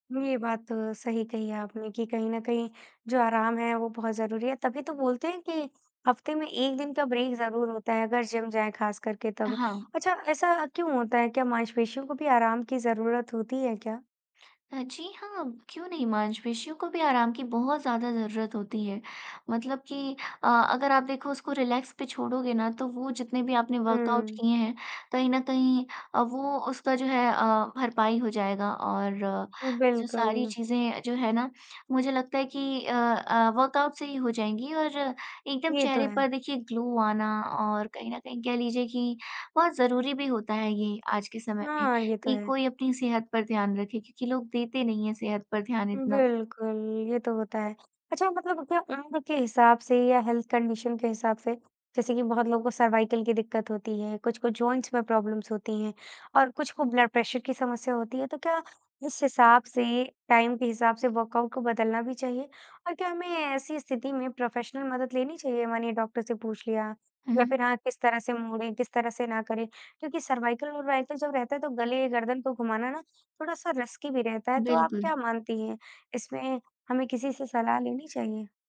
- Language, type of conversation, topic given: Hindi, podcast, जिम नहीं जा पाएं तो घर पर व्यायाम कैसे करें?
- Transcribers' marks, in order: in English: "ब्रेक"; in English: "रिलैक्स"; in English: "वर्कआउट्स"; tapping; in English: "वर्कआउट"; in English: "ग्लो"; in English: "हेल्थ कंडीशन"; in English: "जॉइंट्स"; in English: "प्रॉब्लम्स"; in English: "टाइम"; in English: "वर्कआउट"; in English: "प्रोफ़ेशनल"; in English: "रस्की"